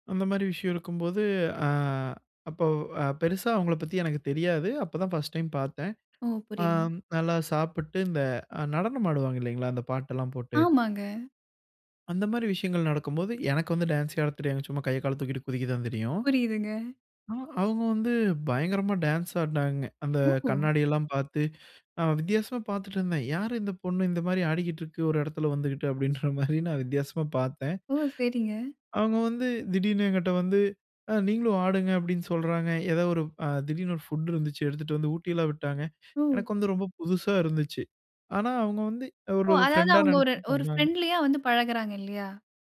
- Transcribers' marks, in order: other background noise; laughing while speaking: "அப்டின்ற மாரி நான்"; in English: "ஃபுட்"
- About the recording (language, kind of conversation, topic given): Tamil, podcast, பிரியமானவரை தேர்ந்தெடுக்கும் போது உள்ளுணர்வு எப்படி உதவுகிறது?